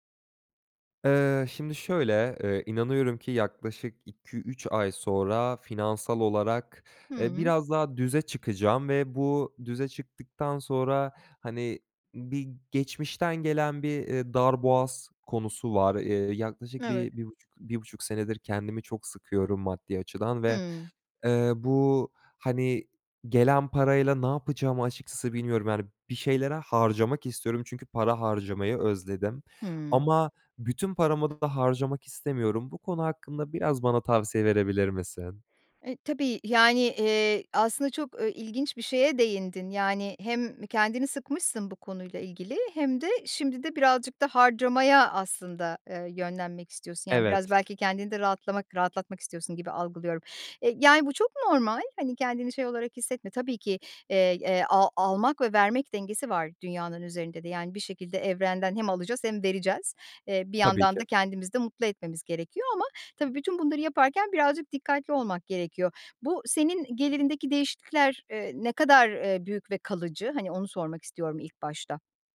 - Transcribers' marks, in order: other background noise
- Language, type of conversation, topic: Turkish, advice, Finansal durumunuz değiştiğinde harcamalarınızı ve gelecek planlarınızı nasıl yeniden düzenlemelisiniz?